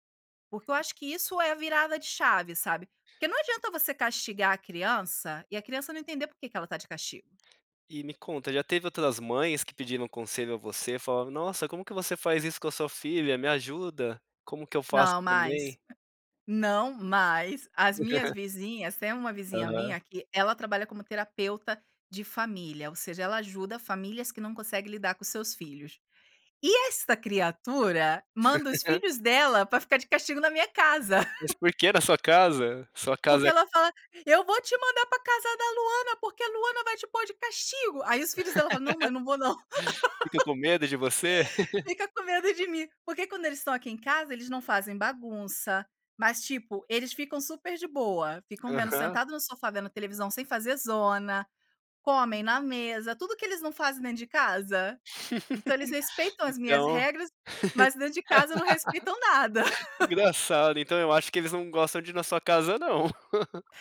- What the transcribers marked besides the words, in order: tapping; laugh; laugh; chuckle; laugh; other background noise; laugh; laugh; chuckle; chuckle
- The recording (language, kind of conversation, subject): Portuguese, podcast, Como incentivar a autonomia sem deixar de proteger?